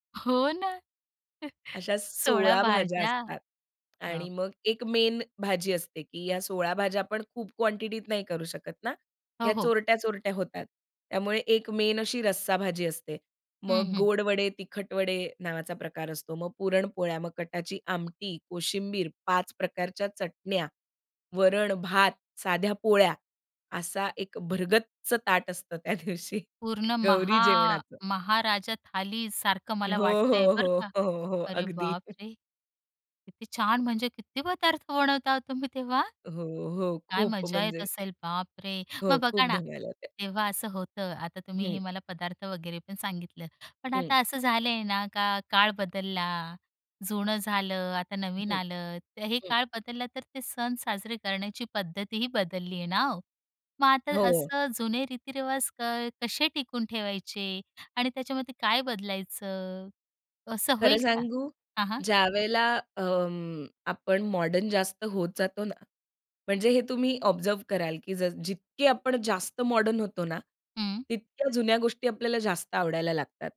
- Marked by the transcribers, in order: chuckle; laughing while speaking: "सोळा भाज्या"; in English: "मेन"; in English: "मेन"; laughing while speaking: "त्या दिवशी गौरी जेवणाचं"; laughing while speaking: "हो, हो, हो, हो, हो. अगदी"; surprised: "अरे बापरे! किती छान, म्हणजे किती पदार्थ बनवता तुम्ही तेव्हा?"; chuckle; "धमाल" said as "धमला"; in English: "ऑब्झर्व्ह"
- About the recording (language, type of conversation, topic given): Marathi, podcast, तुमच्या कुटुंबातले खास सण कसे साजरे केले जातात?